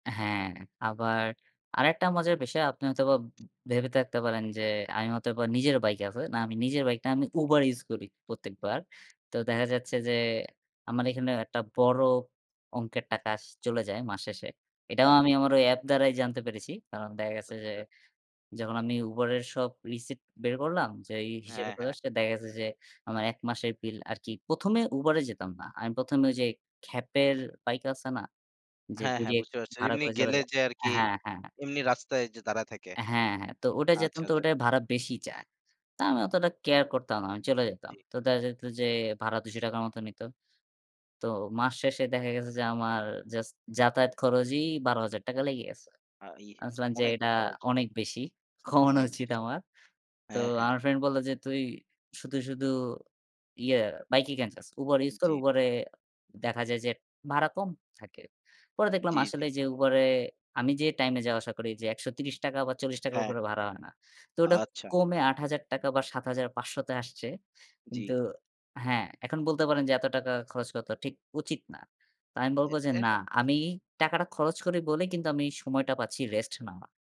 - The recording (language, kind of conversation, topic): Bengali, unstructured, কাজের জন্য সঠিক সময় ব্যবস্থাপনা কীভাবে করবেন?
- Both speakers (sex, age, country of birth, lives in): male, 20-24, Bangladesh, Bangladesh; male, 20-24, Bangladesh, Bangladesh
- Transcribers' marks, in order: "প্রত্যেকবার" said as "পত্তেকবার"; "টাকা" said as "টাকাস"; breath; in English: "receipt"; "খরচই" said as "খরজই"; scoff; breath; "ওটা" said as "ওডা"